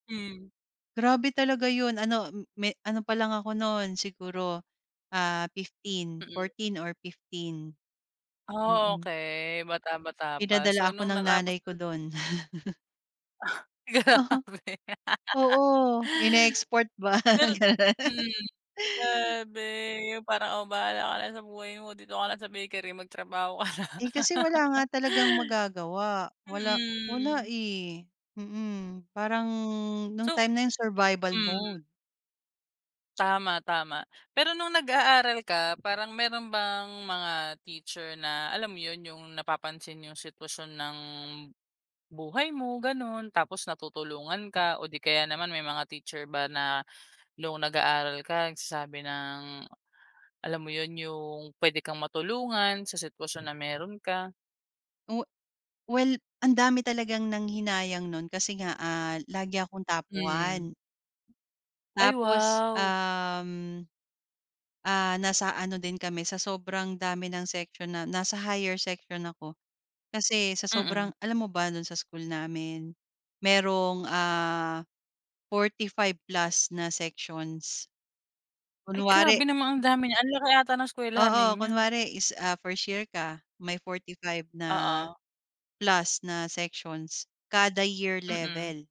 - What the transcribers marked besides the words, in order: chuckle; laughing while speaking: "Grabe!"; laugh; laughing while speaking: "ba"; laugh; laughing while speaking: "na"; laugh; dog barking; drawn out: "Mm"; drawn out: "Parang"; tapping
- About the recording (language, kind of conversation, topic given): Filipino, podcast, Paano mo hinaharap ang pressure ng mga inaasahan sa pag-aaral?